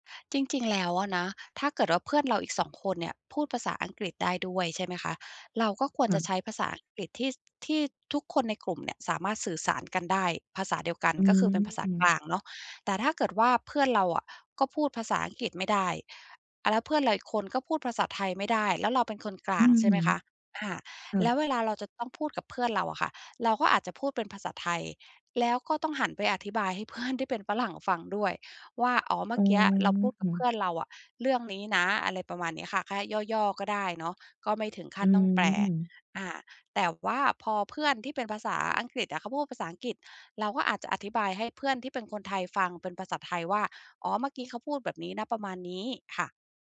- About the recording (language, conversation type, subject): Thai, podcast, เล่าเรื่องภาษาแม่ของคุณให้ฟังหน่อยได้ไหม?
- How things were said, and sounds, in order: tapping